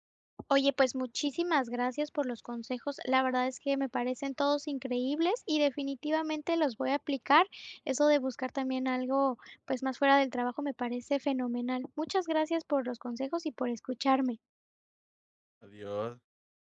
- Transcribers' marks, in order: other background noise
- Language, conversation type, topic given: Spanish, advice, ¿Cómo puedo equilibrar mi vida personal y mi trabajo sin perder mi identidad?